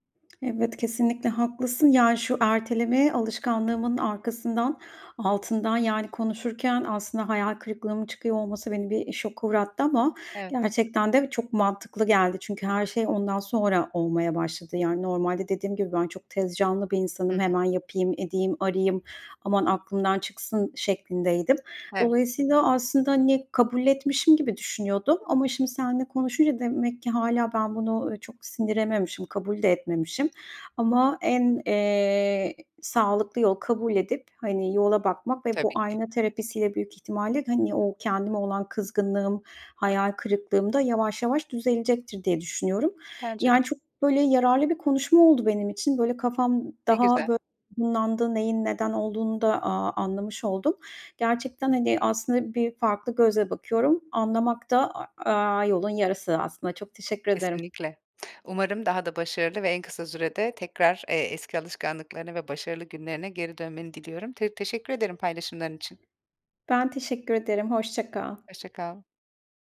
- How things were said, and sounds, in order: alarm; other background noise; tapping; unintelligible speech
- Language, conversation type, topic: Turkish, advice, Sürekli erteleme alışkanlığını nasıl kırabilirim?